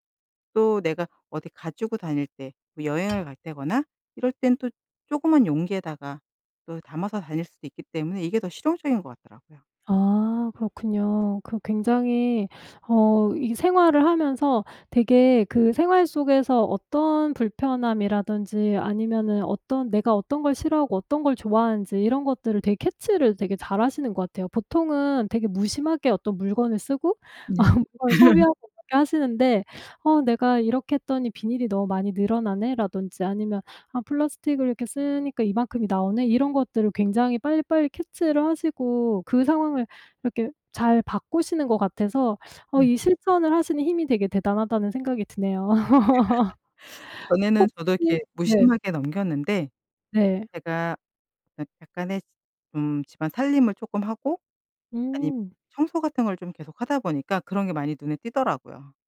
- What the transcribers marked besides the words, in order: tapping; laughing while speaking: "아"; laugh; laugh
- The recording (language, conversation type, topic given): Korean, podcast, 플라스틱 사용을 현실적으로 줄일 수 있는 방법은 무엇인가요?